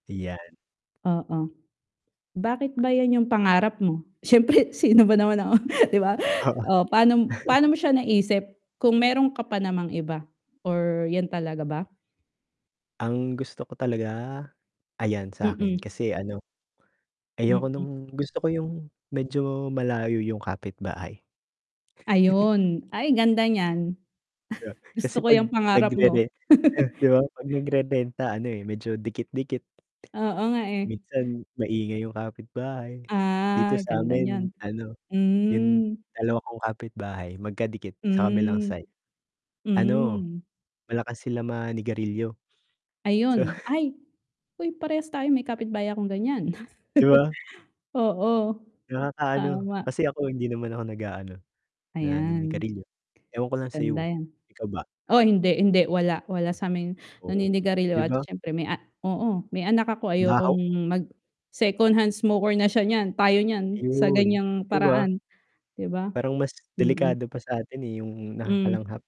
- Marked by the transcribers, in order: static; distorted speech; tongue click; laughing while speaking: "Siyempre sino ba naman ako, 'di ba?"; chuckle; chuckle; chuckle; chuckle; tapping; chuckle; chuckle
- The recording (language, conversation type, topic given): Filipino, unstructured, Ano ang pinakamalapit mong pangarap sa buhay ngayon?